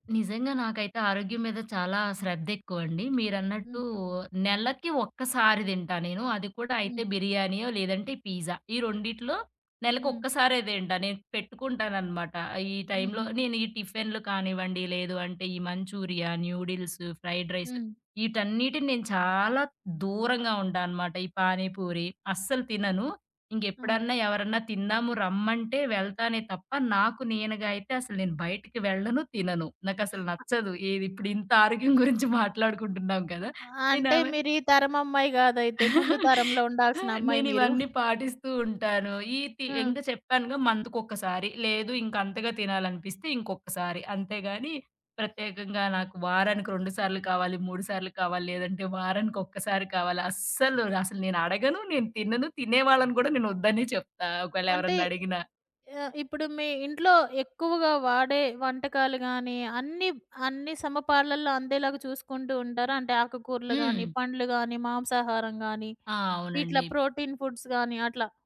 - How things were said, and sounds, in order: in English: "పిజ్జా"; in English: "ఫ్రైడ్"; chuckle; chuckle; other background noise; in English: "ప్రోటీన్ ఫుడ్స్"
- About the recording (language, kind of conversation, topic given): Telugu, podcast, వయస్సు పెరిగేకొద్దీ మీ ఆహార రుచుల్లో ఏలాంటి మార్పులు వచ్చాయి?